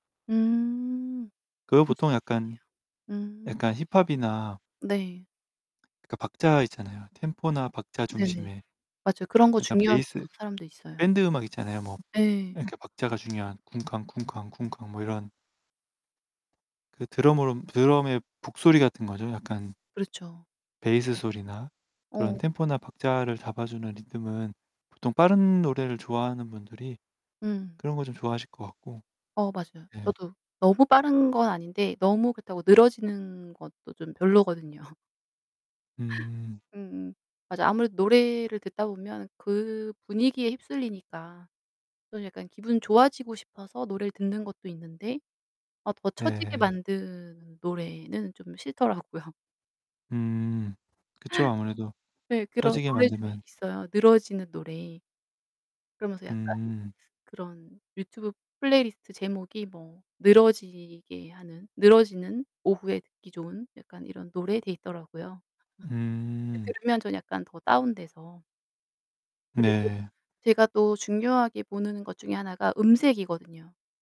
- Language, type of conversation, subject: Korean, unstructured, 가장 좋아하는 노래를 들으면 어떤 기분이 드시나요?
- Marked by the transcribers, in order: static; background speech; tapping; other background noise; distorted speech; laugh; laugh